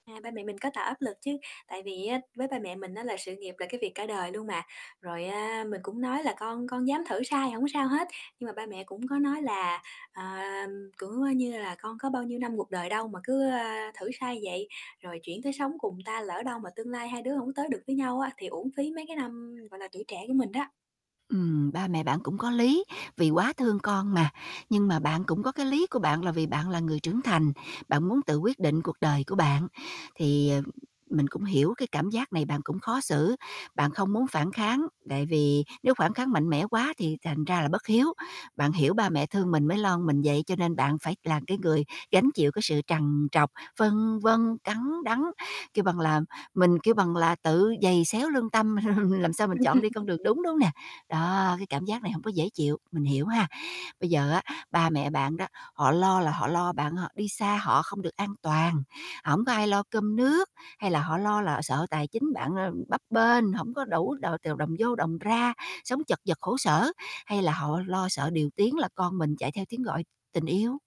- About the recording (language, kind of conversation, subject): Vietnamese, advice, Làm sao giải quyết mâu thuẫn với bố mẹ khi tôi chọn nghề nghiệp hoặc người yêu?
- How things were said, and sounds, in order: tapping; chuckle; laughing while speaking: "Ừm"